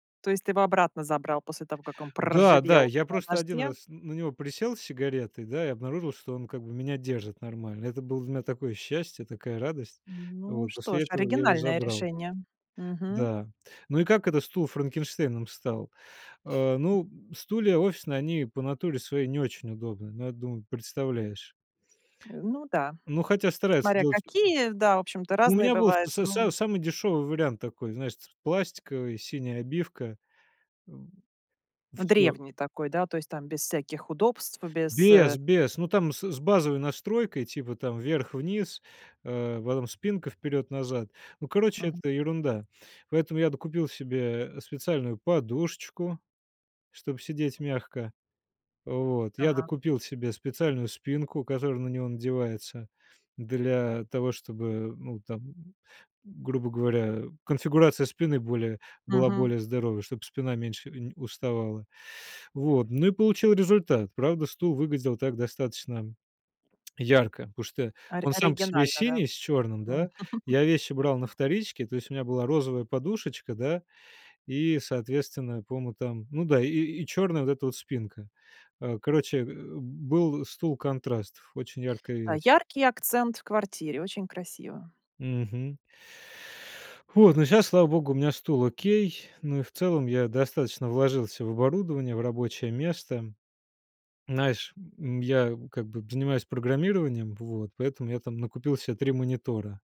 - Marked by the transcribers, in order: chuckle; other background noise; chuckle
- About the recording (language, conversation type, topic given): Russian, podcast, Как вы организуете рабочее пространство, чтобы максимально сосредоточиться?